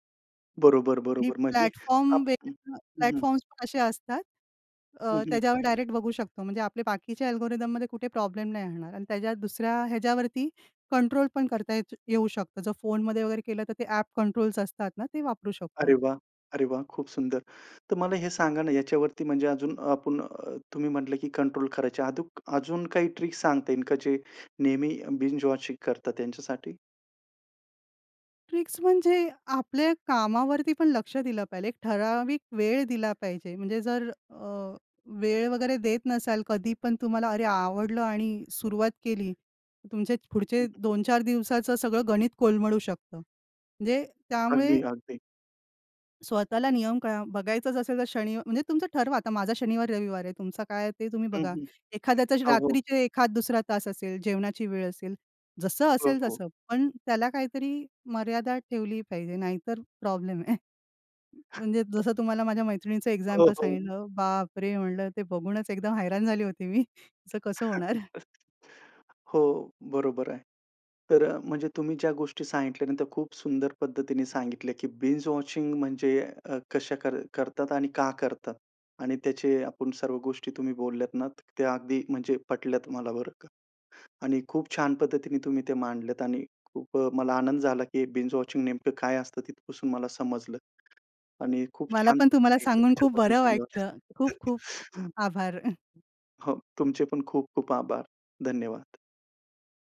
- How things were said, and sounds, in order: in English: "प्लॅटफॉर्म्स प्लॅटफॉर्म्स"; unintelligible speech; tapping; in English: "अल्गोरिथममध्ये"; in English: "ट्रिक"; in English: "बिंज-वॉचिंग"; in English: "ट्रिक्स"; other noise; laughing while speaking: "आहे"; chuckle; laugh; other background noise; in English: "बिंज-वॉचिंग"; in English: "बिंज-वॉचिंग"; chuckle; unintelligible speech; laugh
- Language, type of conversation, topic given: Marathi, podcast, तुम्ही सलग अनेक भाग पाहता का, आणि त्यामागचे कारण काय आहे?